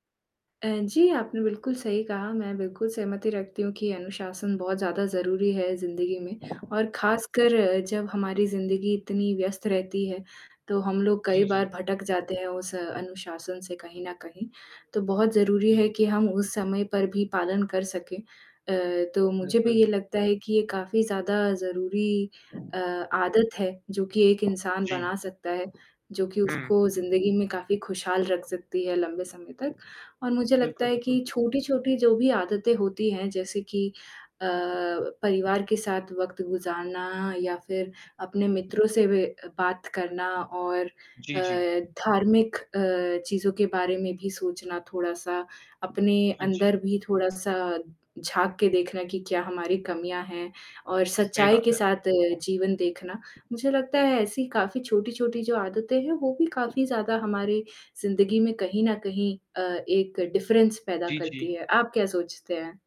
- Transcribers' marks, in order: static; in English: "डिफ़रेंस"
- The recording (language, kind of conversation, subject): Hindi, unstructured, कौन-सी आदतें आपको बेहतर बनने में मदद करती हैं?